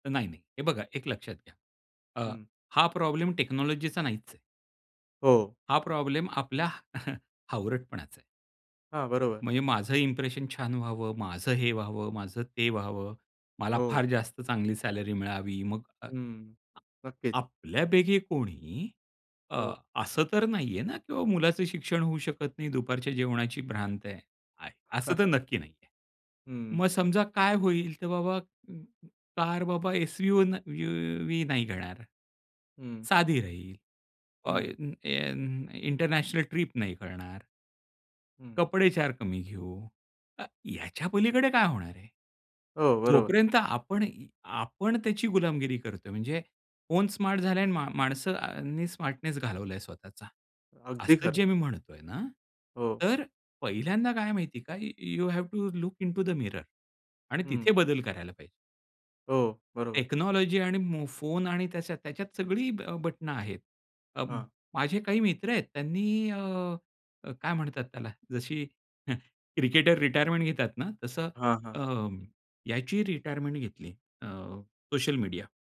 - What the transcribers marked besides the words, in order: in English: "टेक्नॉलॉजीचा"; chuckle; other background noise; in English: "इम्प्रेशन"; in English: "सॅलरी"; chuckle; in English: "कार"; in English: "एन एन इंटरनॅशनल"; in English: "स्मार्ट"; in English: "स्मार्टनेस"; in English: "यू हॅव टू लुक इंटू द मिरर"; in English: "टेक्नॉलॉजी"; chuckle
- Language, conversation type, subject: Marathi, podcast, डिजिटल विराम घेण्याचा अनुभव तुमचा कसा होता?